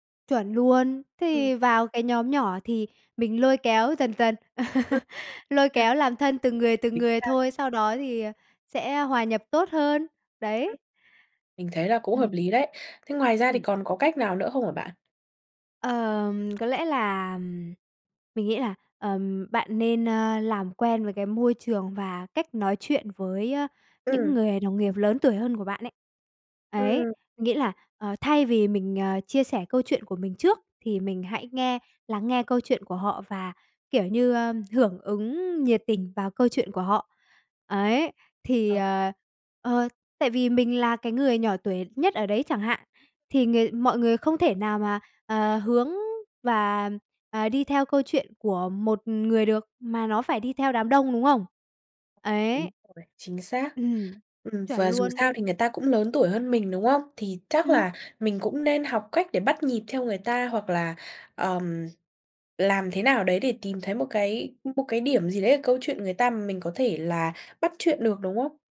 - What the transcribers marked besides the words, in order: laugh; tapping; other background noise
- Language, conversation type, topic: Vietnamese, advice, Tại sao bạn phải giấu con người thật của mình ở nơi làm việc vì sợ hậu quả?